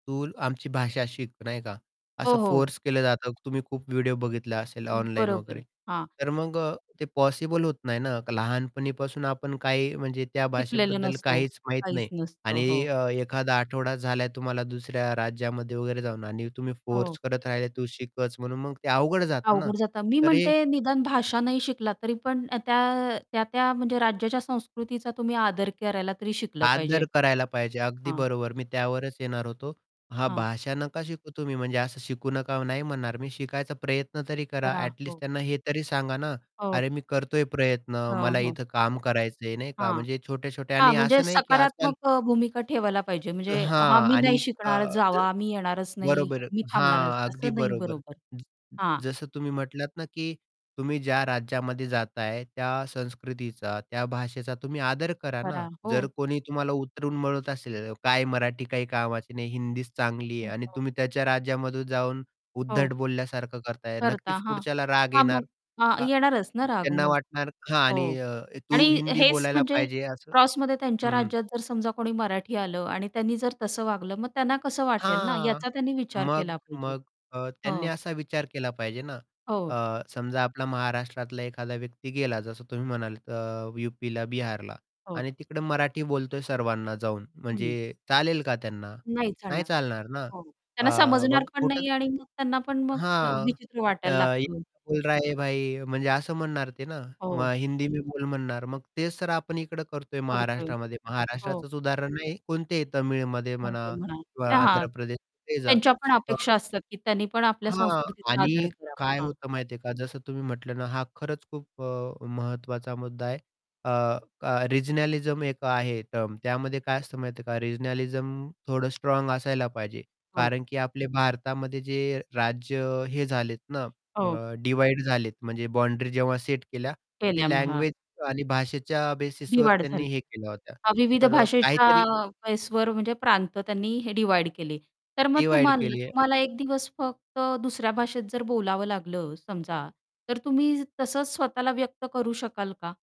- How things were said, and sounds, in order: other background noise; static; unintelligible speech; "राज्यामध्ये" said as "राज्यामधू"; tapping; distorted speech; in Hindi: "ये क्या बोल रहा भाई"; unintelligible speech; in English: "रिजनलिझम"; in English: "रिजनलिझम"; in English: "डिव्हाईड"; in English: "बेसिसवर"; in English: "डिव्हाईड"; in English: "बेसवर"; in English: "डिव्हाईड"; in English: "डिव्हाईड"
- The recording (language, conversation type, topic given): Marathi, podcast, भाषा बदलल्यामुळे तुमच्या ओळखीवर कसा परिणाम होऊ शकतो असं तुम्हाला वाटतं का?